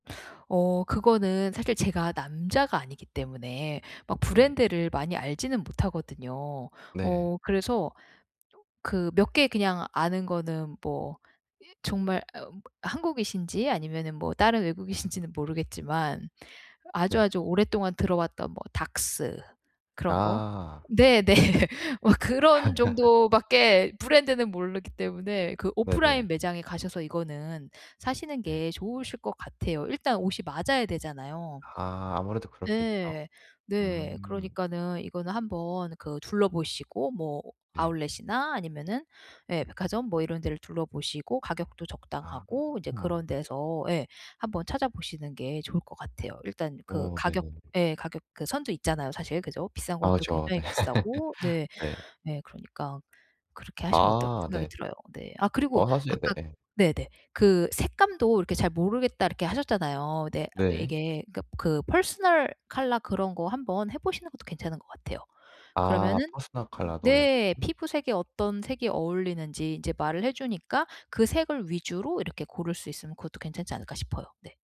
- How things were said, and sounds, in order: laughing while speaking: "네. 네"; laugh; laughing while speaking: "네"; unintelligible speech
- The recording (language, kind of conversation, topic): Korean, advice, 한정된 예산으로 세련된 옷을 고르는 방법